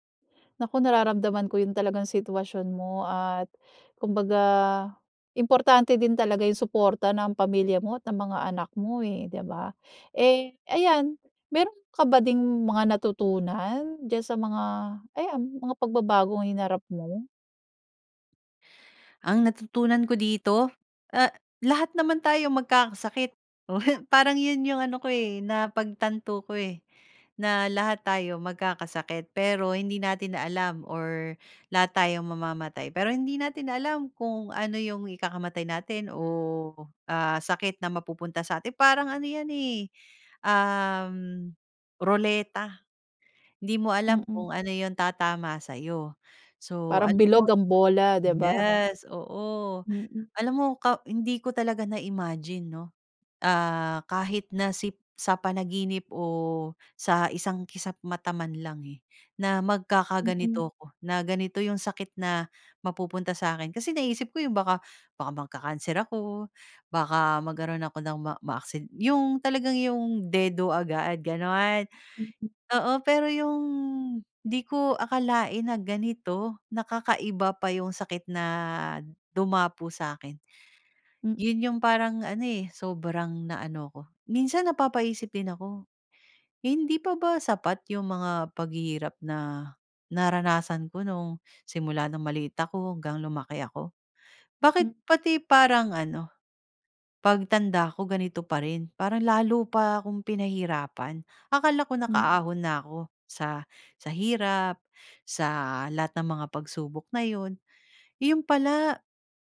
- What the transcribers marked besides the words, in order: none
- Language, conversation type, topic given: Filipino, podcast, Ano ang pinakamalaking pagbabago na hinarap mo sa buhay mo?